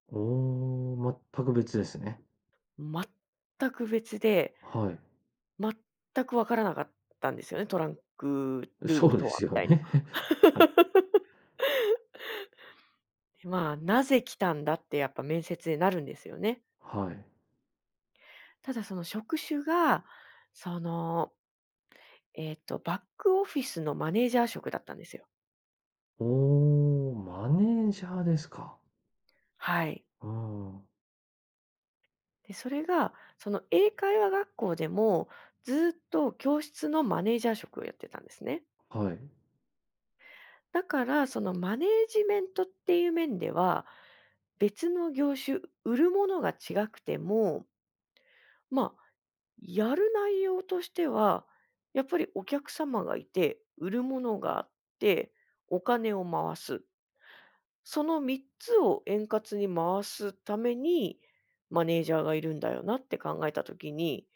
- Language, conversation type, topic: Japanese, podcast, スキルを他の業界でどのように活かせますか？
- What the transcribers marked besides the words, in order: tapping; stressed: "全く"; other background noise; laughing while speaking: "そうですよね"; laugh